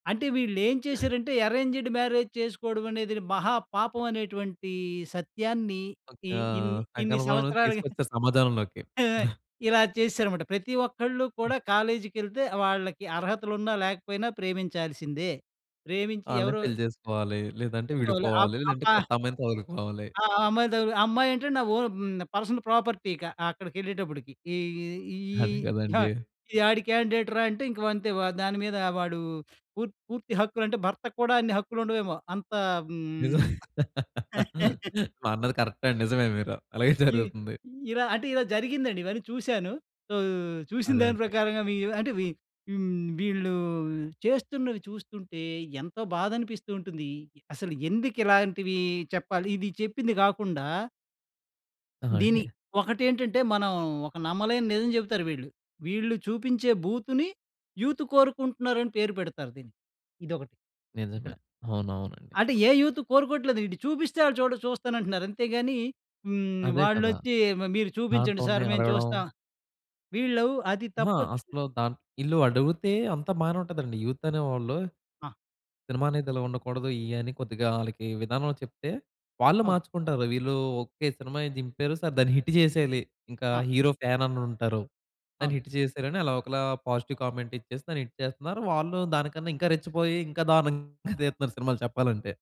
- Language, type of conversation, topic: Telugu, podcast, ఏ సినిమా నిన్ను మరో ప్రపంచంలోకి తీసుకెళ్తుంది?
- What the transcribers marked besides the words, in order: in English: "అరేంజ్‌డ్ మ్యారేజ్"; other background noise; in English: "ఓన్ పర్సనల్ ప్రాపర్టీ"; in English: "క్యాండేట్‌రా!"; laugh; laughing while speaking: "ఆ! అన్నది కరెక్టే అండి. నిజమే మీరు. అలాగే జరుగుతుంది"; chuckle; in English: "సో"; in English: "యూత్"; in English: "యూత్"; in English: "సర్"; in English: "యూత్"; in English: "హిట్"; in English: "హిట్"; in English: "పాజిటివ్ కామెంట్"; in English: "హిట్"